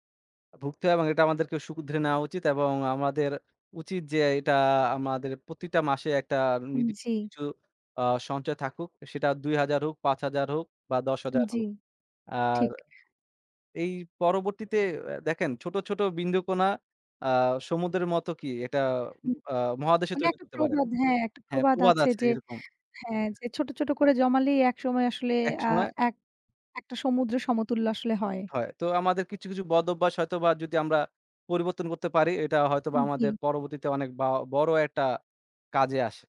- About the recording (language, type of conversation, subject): Bengali, unstructured, টাকা খরচ করার সময় আপনার মতে সবচেয়ে বড় ভুল কী?
- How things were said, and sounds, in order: none